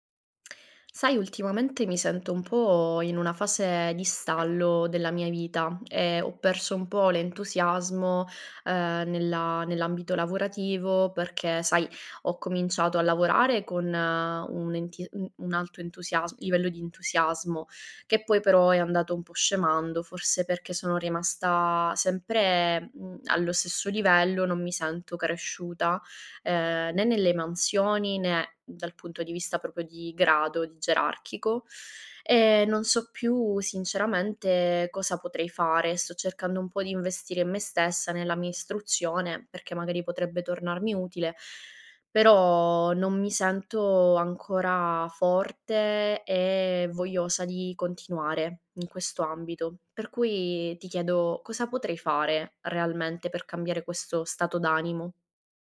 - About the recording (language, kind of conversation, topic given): Italian, advice, Come posso capire perché mi sento bloccato nella carriera e senza un senso personale?
- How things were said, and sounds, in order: "proprio" said as "propio"